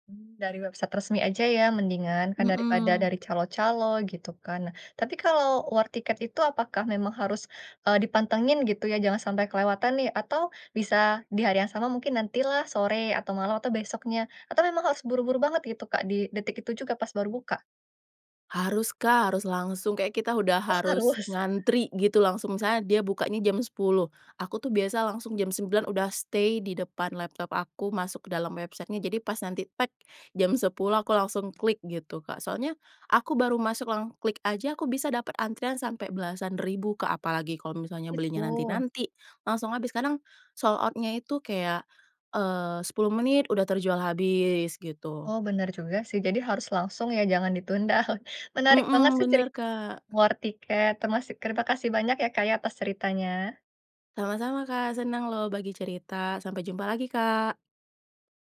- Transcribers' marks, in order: in English: "website"; other background noise; in English: "war"; laughing while speaking: "harus?"; in English: "stay"; in English: "website-nya"; tapping; in English: "sold out-nya"; laughing while speaking: "ditunda"; in English: "war"
- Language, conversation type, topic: Indonesian, podcast, Apa pengalaman menonton konser paling berkesan yang pernah kamu alami?